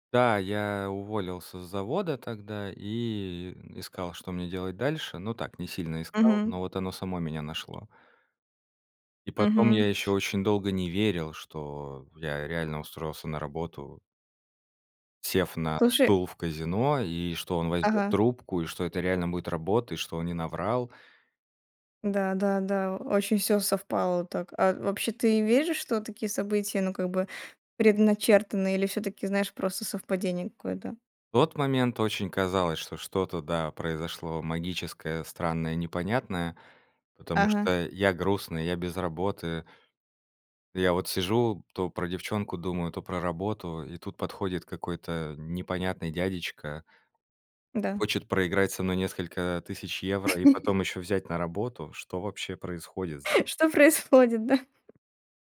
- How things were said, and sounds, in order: tapping; chuckle; laugh; laughing while speaking: "Что происходит, да?"
- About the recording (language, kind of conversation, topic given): Russian, podcast, Какая случайная встреча перевернула твою жизнь?